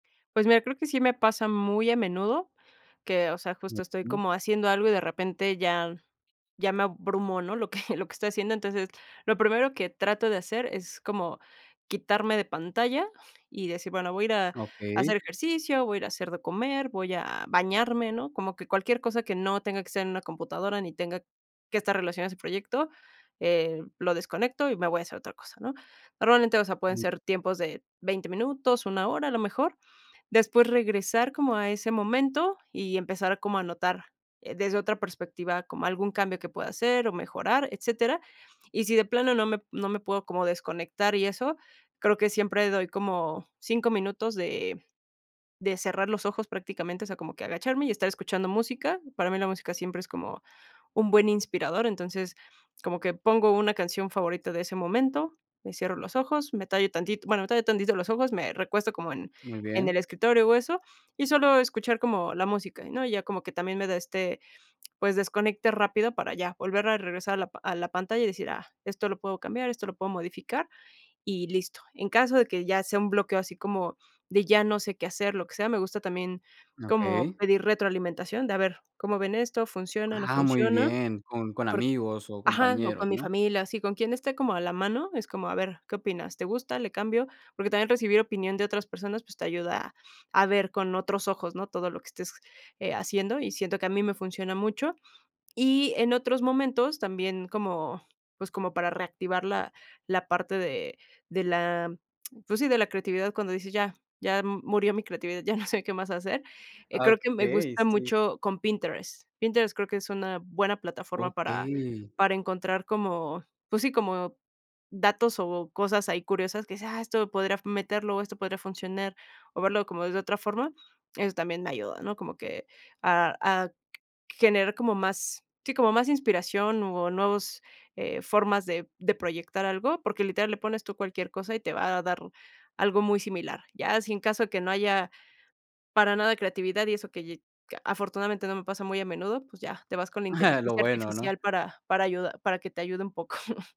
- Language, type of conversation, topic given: Spanish, podcast, ¿Qué te inspira cuando quieres crear algo?
- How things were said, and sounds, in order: other noise; chuckle; chuckle; chuckle